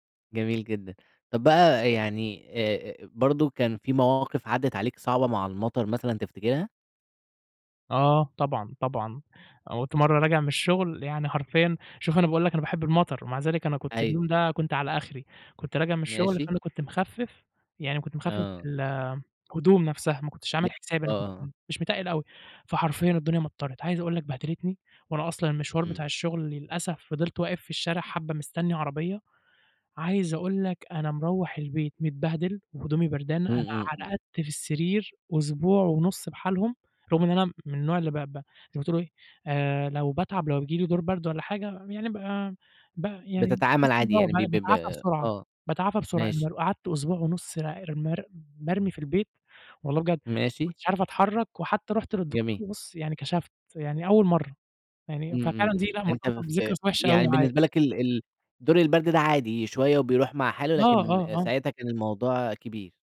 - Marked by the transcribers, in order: tapping
- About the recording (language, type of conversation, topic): Arabic, podcast, إيه أكتر ذكرى بترجعلك أول ما تشم ريحة الأرض بعد المطر؟